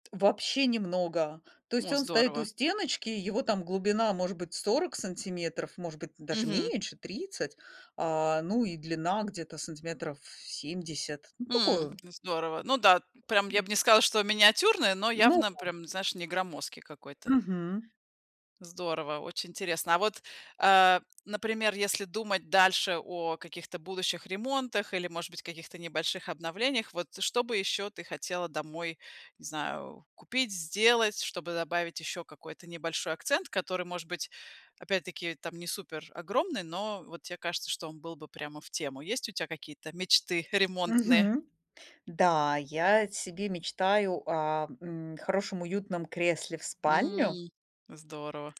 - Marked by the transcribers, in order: tapping; other noise
- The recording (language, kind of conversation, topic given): Russian, podcast, Как гармонично сочетать минимализм с яркими акцентами?